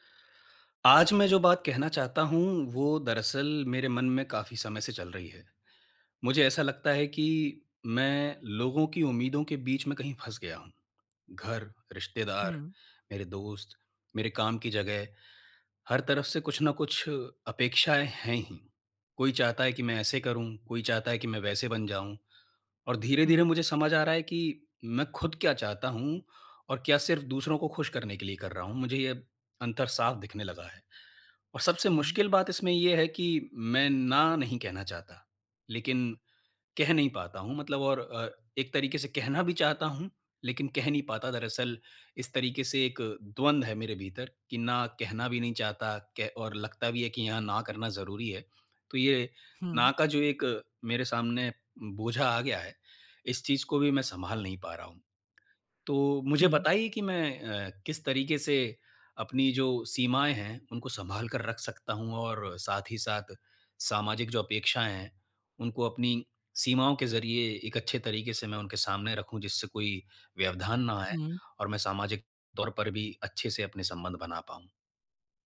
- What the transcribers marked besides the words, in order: none
- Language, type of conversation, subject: Hindi, advice, दोस्तों के साथ पार्टी में दूसरों की उम्मीदें और अपनी सीमाएँ कैसे संभालूँ?